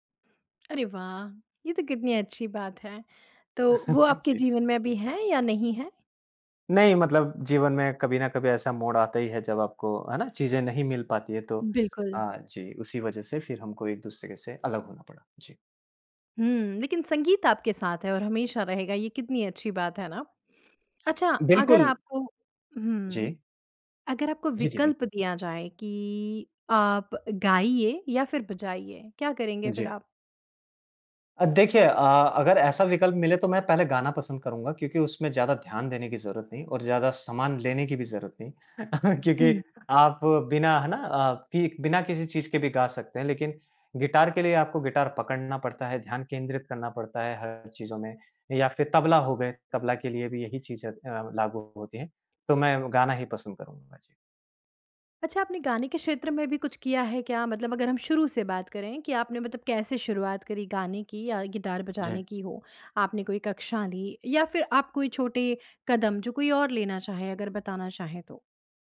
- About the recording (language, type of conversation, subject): Hindi, podcast, ज़िंदगी के किस मोड़ पर संगीत ने आपको संभाला था?
- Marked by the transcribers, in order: tongue click; chuckle; tapping; chuckle